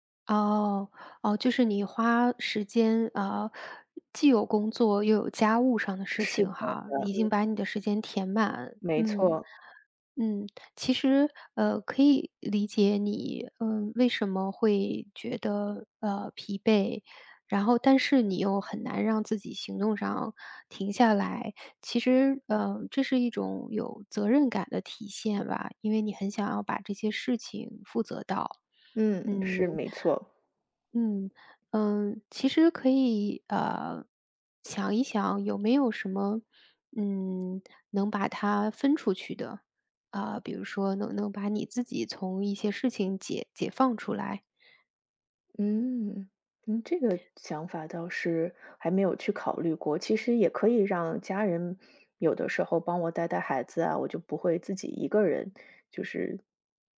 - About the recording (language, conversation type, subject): Chinese, advice, 我总觉得没有休息时间，明明很累却对休息感到内疚，该怎么办？
- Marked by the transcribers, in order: none